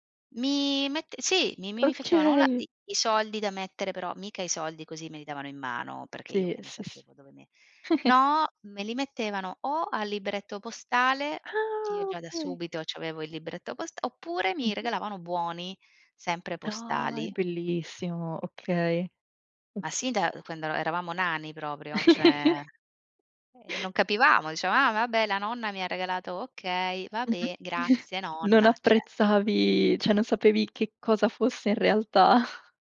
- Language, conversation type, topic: Italian, unstructured, Perché molte persone trovano difficile risparmiare denaro?
- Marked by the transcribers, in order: other background noise; chuckle; laugh; "dicevamo" said as "diciavam"; chuckle; "cioè" said as "ceh"; "cioè" said as "ceh"; laughing while speaking: "realtà"